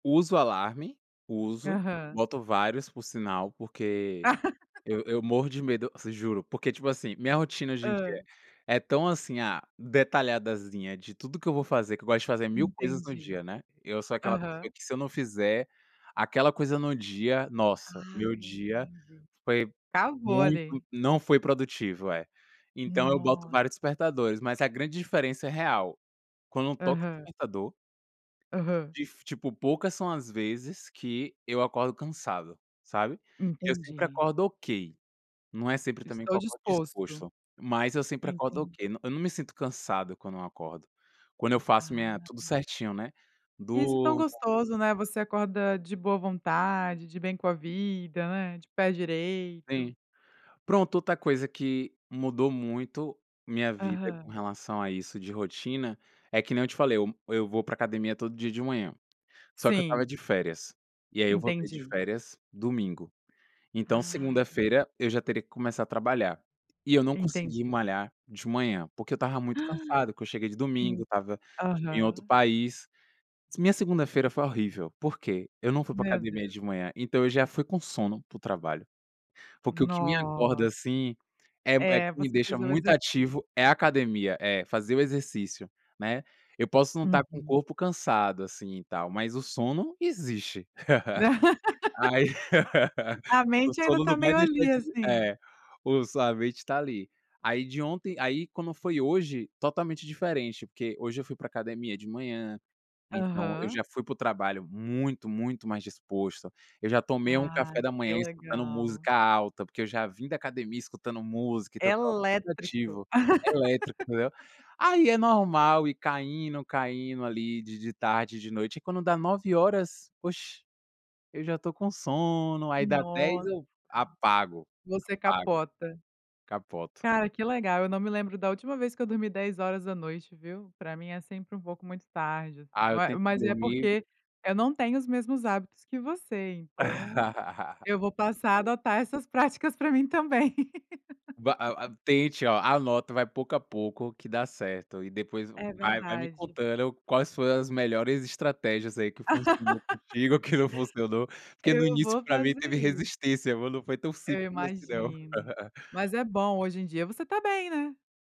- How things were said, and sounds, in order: laugh; gasp; tapping; laugh; laugh; laugh; laugh; laugh; laugh; laughing while speaking: "que"; laugh
- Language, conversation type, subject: Portuguese, podcast, Qual pequeno hábito mais transformou a sua vida?